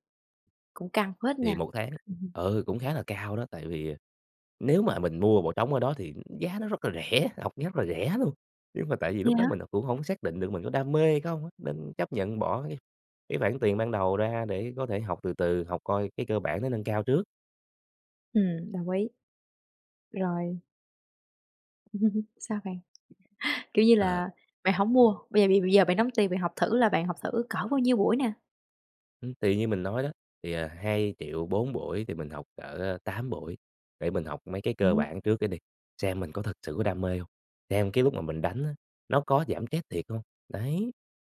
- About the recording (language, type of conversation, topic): Vietnamese, podcast, Bạn có thể kể về lần bạn tình cờ tìm thấy đam mê của mình không?
- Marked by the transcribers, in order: laugh; laugh; tapping; laugh; "stress" said as "trét"